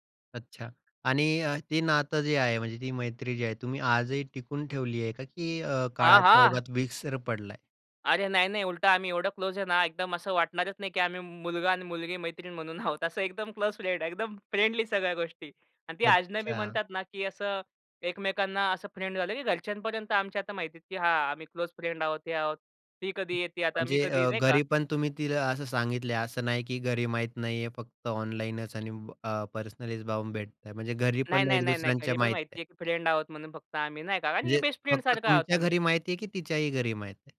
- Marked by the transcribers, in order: joyful: "हां, हां"; in English: "क्लोज"; laughing while speaking: "आहोत"; in English: "क्लोज फ्रेंड"; in English: "फ्रेंडली"; in Hindi: "अजनबी"; in English: "फ्रेंड"; in English: "क्लोज फ्रेंड"; other background noise; in English: "पर्सनलीच"; in English: "फ्रेंड"; in English: "बेस्ट फ्रेंड"
- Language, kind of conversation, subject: Marathi, podcast, एखाद्या अजनबीशी तुमची मैत्री कशी झाली?